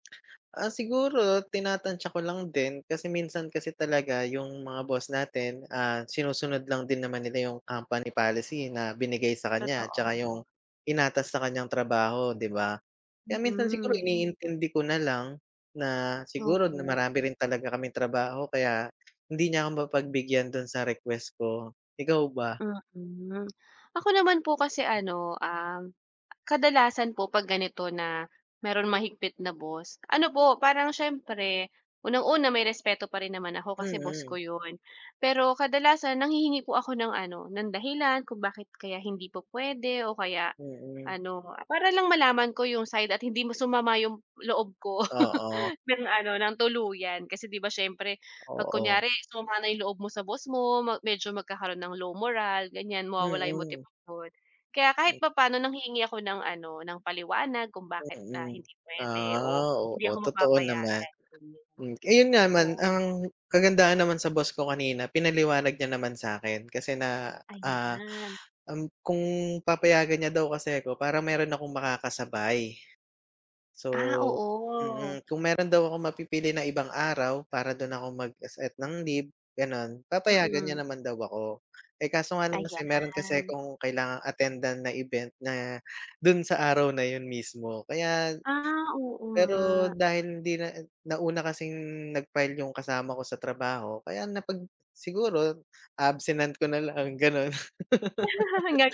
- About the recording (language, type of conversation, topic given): Filipino, unstructured, Paano mo hinaharap ang pagkakaroon ng mahigpit na amo?
- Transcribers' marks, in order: tapping; laugh; in English: "low morale"; laugh